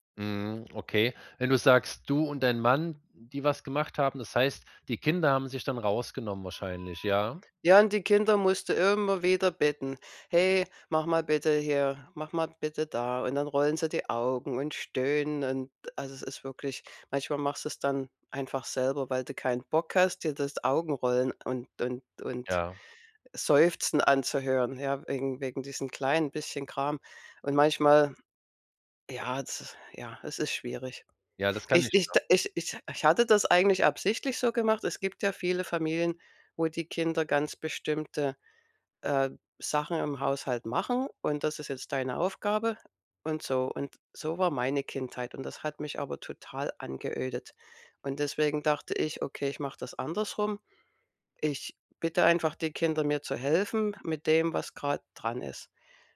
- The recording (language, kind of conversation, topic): German, advice, Wie kann ich wichtige Aufgaben trotz ständiger Ablenkungen erledigen?
- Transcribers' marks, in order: other background noise